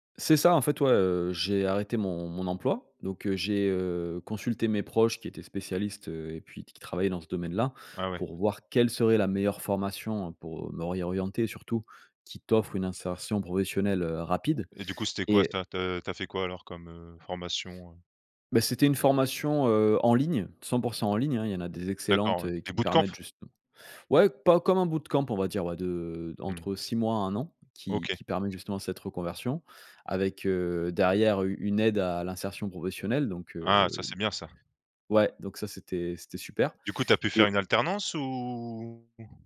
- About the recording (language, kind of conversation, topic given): French, podcast, Comment changer de carrière sans tout perdre ?
- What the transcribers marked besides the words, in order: in English: "bootcamp"; in English: "bootcamp"; drawn out: "ou"